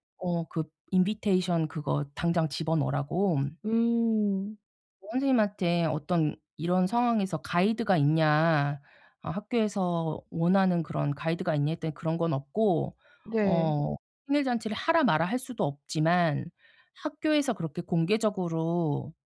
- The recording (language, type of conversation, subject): Korean, advice, 감정적으로 말해버린 걸 후회하는데 어떻게 사과하면 좋을까요?
- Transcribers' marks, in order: in English: "인비테이션"; tapping